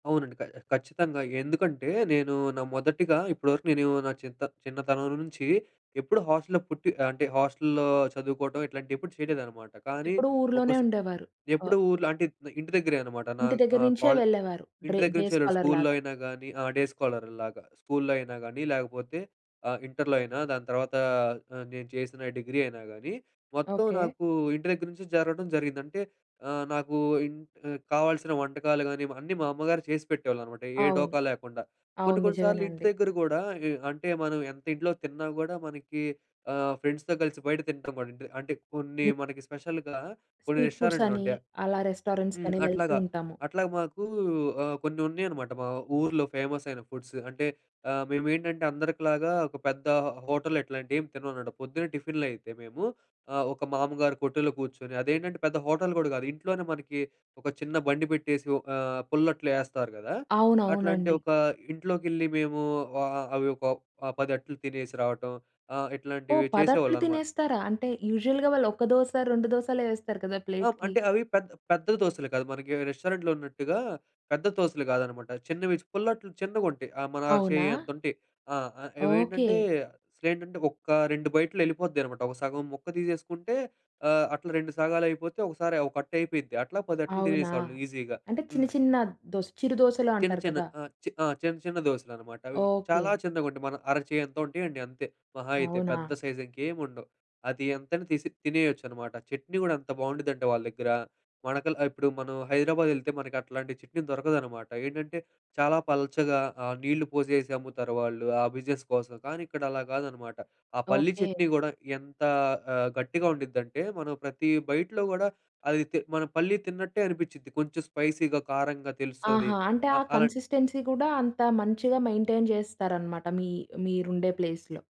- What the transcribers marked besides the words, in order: in English: "హాస్టల్లో"; in English: "హాస్టల్లో"; in English: "డే స్కాలర్"; in English: "డే స్కాలర్"; in English: "ఫ్రెండ్స్‌తో"; other background noise; in English: "స్పెషల్‌గా"; in English: "స్ట్రీట్"; in English: "రెస్టారెంట్స్‌కని"; in English: "ఫేమస్"; in English: "ఫుడ్స్"; in English: "హోటల్"; in English: "హోటల్"; in English: "యూజువల్‌గా"; in English: "ప్లేట్‌కి"; in English: "రెస్టారెంట్‌లో"; in English: "బైట్‌లో"; in English: "ఈజీగా"; in English: "బిజినెస్"; in English: "బైట్‌లో"; in English: "స్పైసీగా"; in English: "కన్సిస్టెన్సీ"; in English: "మెయిన్‌టైన్"; in English: "ప్లేస్‌లో"
- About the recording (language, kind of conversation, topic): Telugu, podcast, విదేశాలకు వెళ్లాక మీకు గుర్తొచ్చే ఆహార జ్ఞాపకాలు ఏవి?